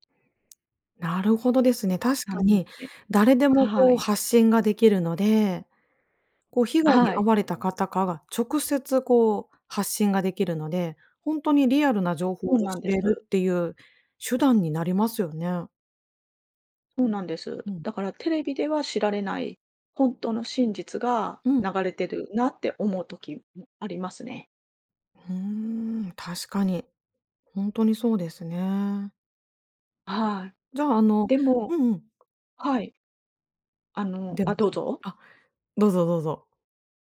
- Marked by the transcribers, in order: other background noise
- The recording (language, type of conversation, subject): Japanese, podcast, SNSとうまくつき合うコツは何だと思いますか？